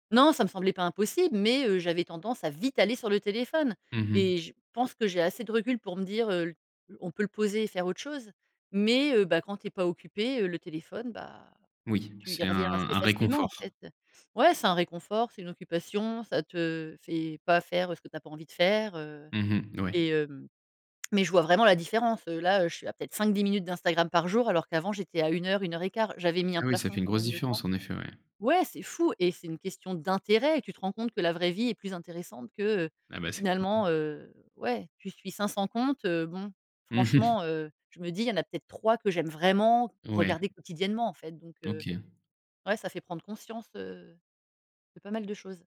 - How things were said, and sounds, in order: stressed: "d'intérêt"; unintelligible speech
- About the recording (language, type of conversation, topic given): French, podcast, Comment la technologie affecte-t-elle notre capacité d’écoute ?